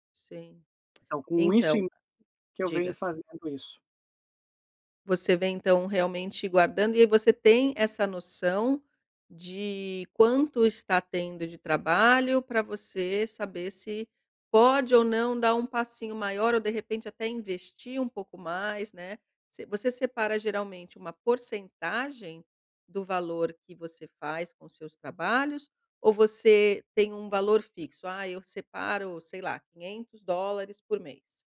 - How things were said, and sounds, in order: tapping
- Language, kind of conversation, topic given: Portuguese, advice, Como equilibrar o crescimento da minha empresa com a saúde financeira?